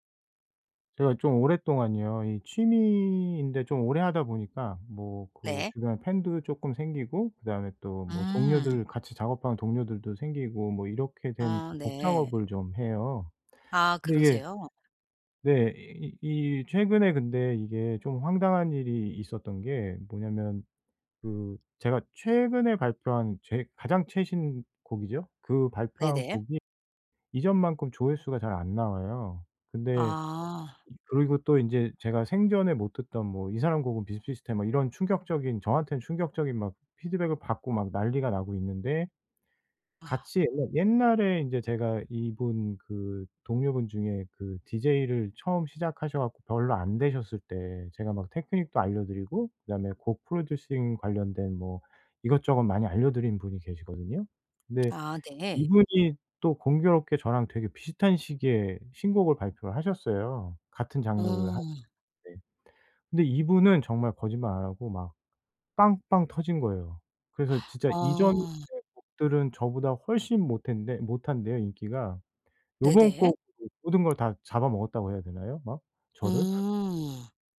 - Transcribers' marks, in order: other background noise; gasp; scoff
- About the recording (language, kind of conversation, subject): Korean, advice, 친구가 잘될 때 질투심이 드는 저는 어떻게 하면 좋을까요?